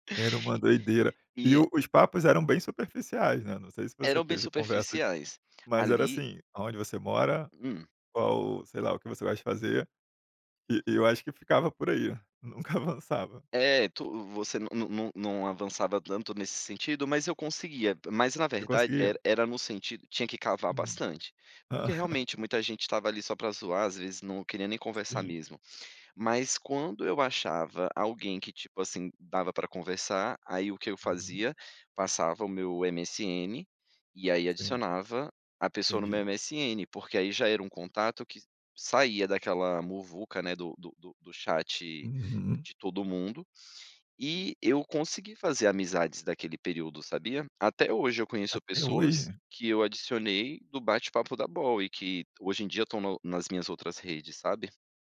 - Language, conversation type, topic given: Portuguese, podcast, Como você gerencia o tempo nas redes sociais?
- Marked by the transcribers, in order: tapping; chuckle